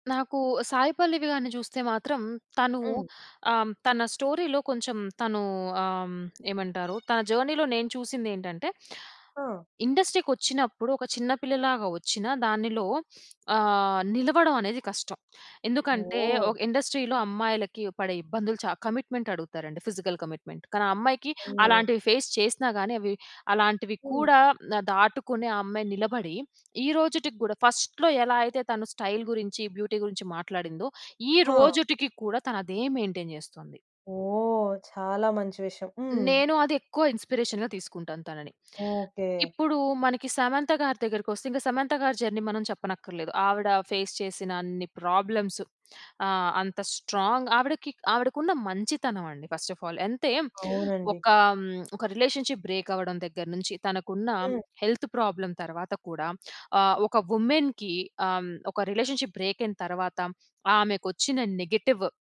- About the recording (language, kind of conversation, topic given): Telugu, podcast, మీ శైలికి ప్రేరణనిచ్చే వ్యక్తి ఎవరు?
- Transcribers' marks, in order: in English: "స్టోరీలో"; horn; in English: "జర్నీలో"; in English: "ఇండస్ట్రీకి"; sniff; in English: "ఇండస్ట్రీలో"; in English: "కమిట్మెంట్"; in English: "ఫిజికల్ కమిట్మెంట్"; in English: "ఫేస్"; other background noise; in English: "ఫస్ట్‌లో"; in English: "స్టైల్"; in English: "బ్యూటీ"; in English: "మెయిన్‌టైన్"; in English: "ఇన్స్పిరేషన్‌గా"; in English: "జర్నీ"; in English: "ఫేస్"; in English: "ప్రాబ్లమ్స్"; in English: "స్ట్రాంగ్"; in English: "ఫస్ట్ ఆఫ్ ఆల్"; in English: "రిలేషన్షిప్ బ్రేక్"; in English: "హెల్త్ ప్రాబ్లమ్"; in English: "ఉమెన్‌కి"; in English: "రిలేషన్షిప్ బ్రేక్"; in English: "నెగెటివ్"